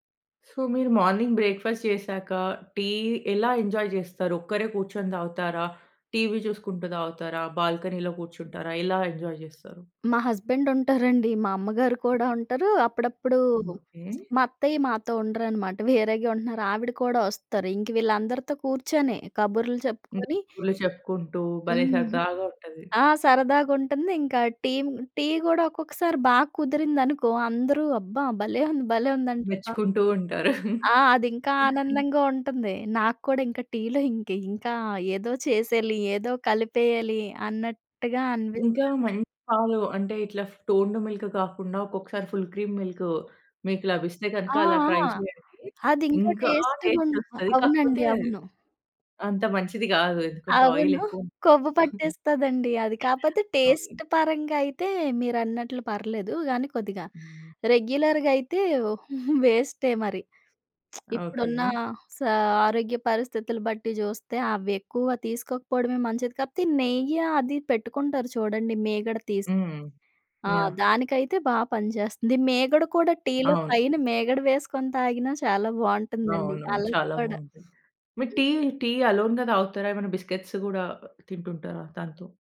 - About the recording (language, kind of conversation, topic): Telugu, podcast, ప్రతిరోజు కాఫీ లేదా చాయ్ మీ దినచర్యను ఎలా మార్చేస్తుంది?
- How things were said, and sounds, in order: in English: "సో"; in English: "మార్నింగ్ బ్రేక్‌ఫాస్ట్"; in English: "ఎంజాయ్"; in English: "బాల్కనీలో"; in English: "ఎంజాయ్"; in English: "హస్బండ్"; tapping; chuckle; in English: "టోన్‌డ్ మిల్క్"; in English: "ఫుల్ క్రీమ్"; in English: "ట్రై"; stressed: "ఇంకా"; in English: "ఆయిల్"; chuckle; in English: "టేస్ట్"; in English: "రెగ్యులర్‌గా"; giggle; lip smack; other background noise; other noise; in English: "అలోన్‌గా"; in English: "బిస్కెట్స్"